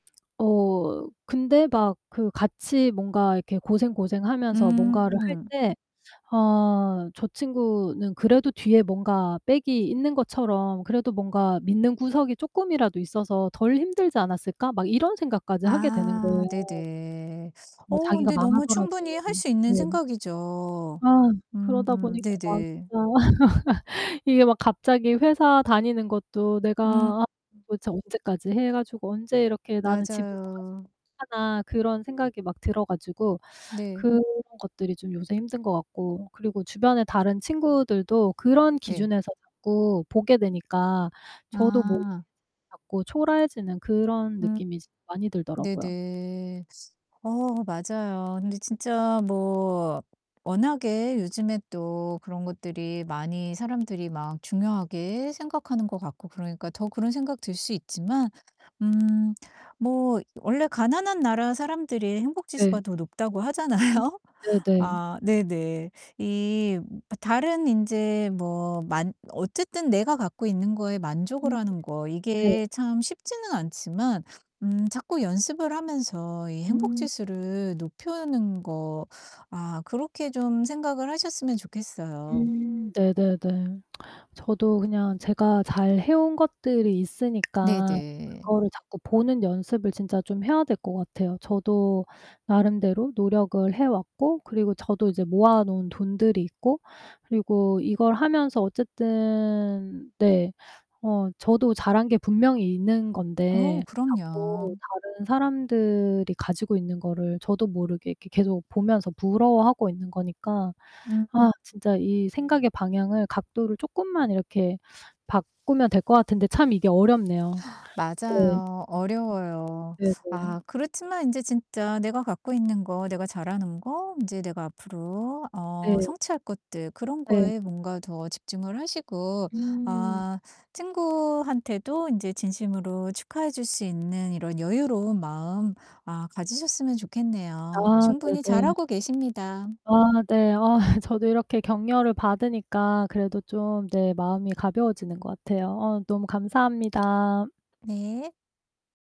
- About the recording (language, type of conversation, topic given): Korean, advice, 친구의 성공을 보며 질투가 나고 자존감이 흔들릴 때 어떻게 하면 좋을까요?
- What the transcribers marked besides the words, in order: other background noise; distorted speech; laugh; laughing while speaking: "하잖아요?"; "높이는" said as "높여는"; tapping; static; laughing while speaking: "아"